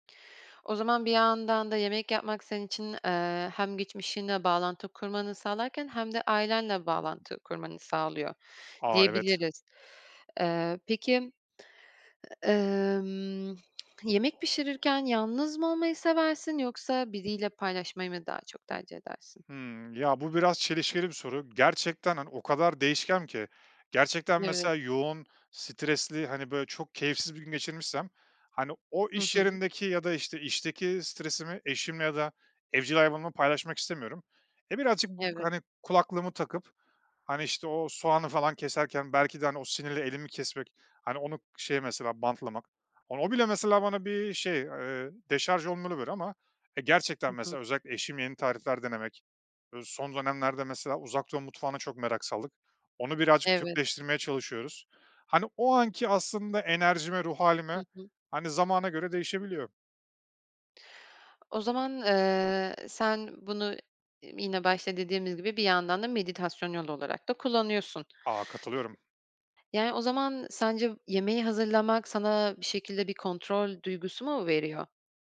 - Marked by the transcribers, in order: other background noise; tapping; unintelligible speech; other noise
- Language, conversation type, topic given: Turkish, podcast, Basit bir yemek hazırlamak seni nasıl mutlu eder?